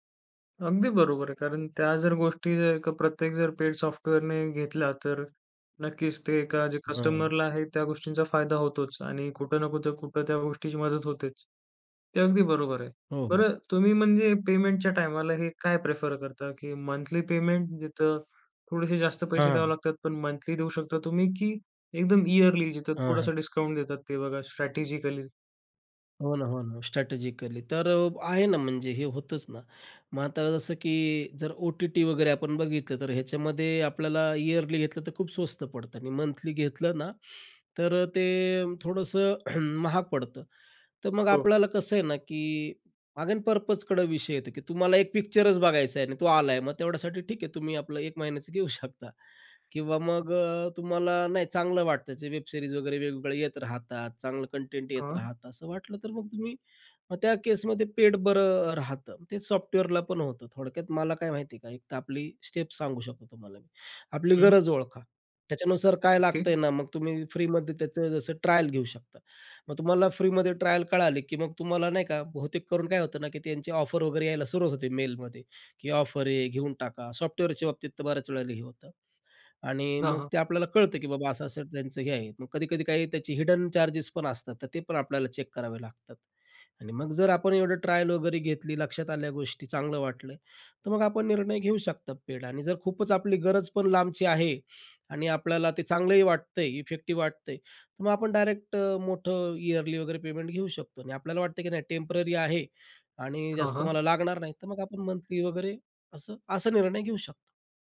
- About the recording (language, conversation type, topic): Marathi, podcast, तुम्ही विनामूल्य आणि सशुल्क साधनांपैकी निवड कशी करता?
- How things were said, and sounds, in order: tapping; throat clearing; in English: "अगेन पर्पजकडं"; laughing while speaking: "घेऊ शकता"; in English: "वेब सीरीज"; in English: "स्टेप"; in English: "हिडन चार्जेस"